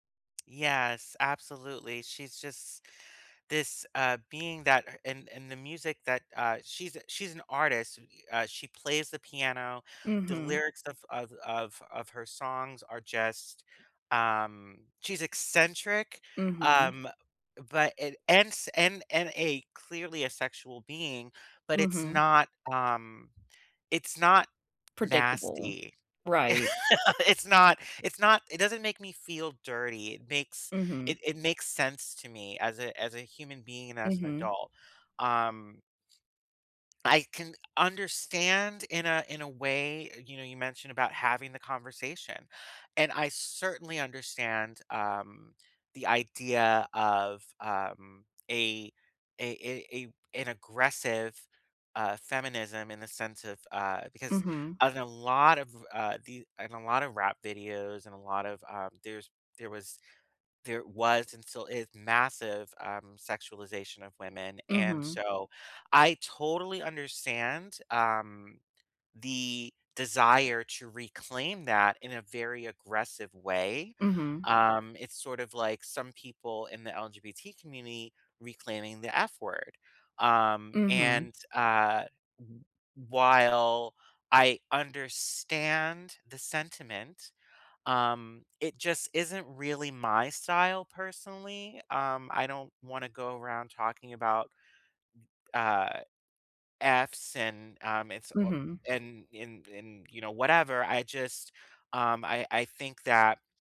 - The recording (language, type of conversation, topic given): English, unstructured, What song reminds you of a special time?
- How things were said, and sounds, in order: other background noise; laugh